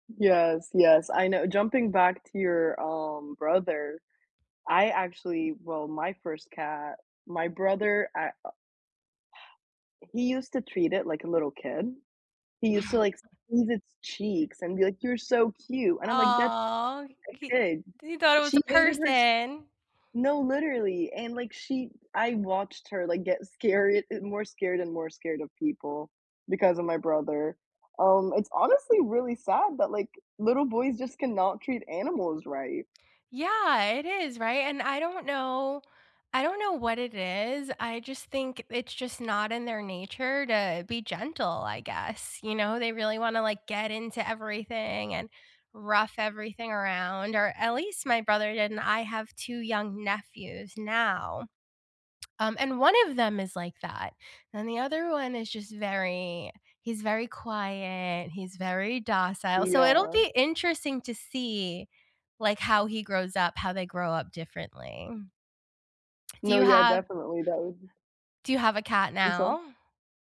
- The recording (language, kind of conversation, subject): English, unstructured, How do pets shape your everyday life and connections with others?
- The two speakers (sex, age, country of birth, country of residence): female, 18-19, Egypt, United States; female, 35-39, United States, United States
- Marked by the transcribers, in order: chuckle; other background noise; tapping; drawn out: "Aw"